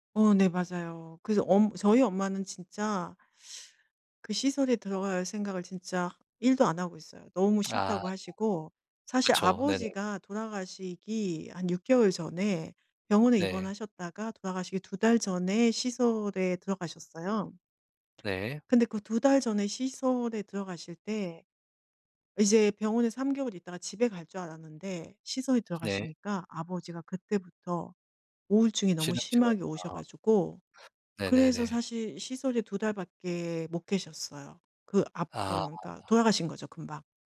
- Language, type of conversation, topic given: Korean, advice, 부모님의 건강이 악화되면서 돌봄과 의사결정 권한을 두고 가족 간에 갈등이 있는데, 어떻게 해결하면 좋을까요?
- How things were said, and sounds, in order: none